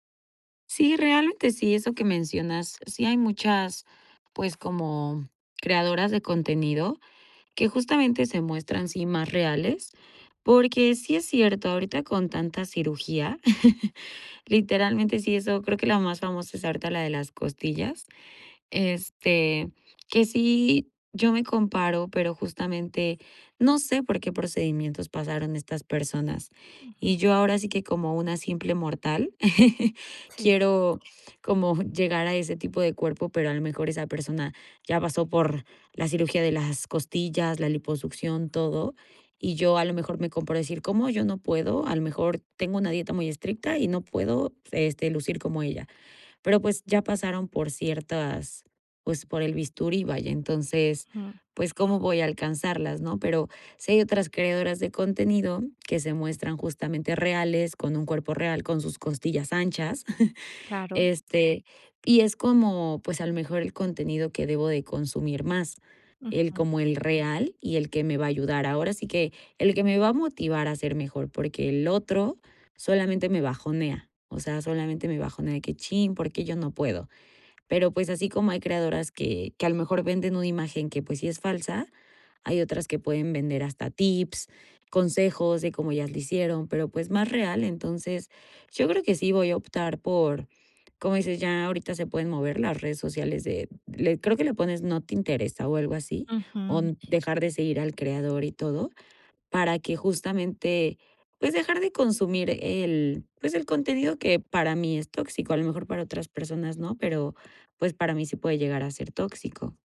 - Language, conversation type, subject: Spanish, advice, ¿Qué tan preocupado(a) te sientes por tu imagen corporal cuando te comparas con otras personas en redes sociales?
- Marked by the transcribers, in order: chuckle; chuckle; chuckle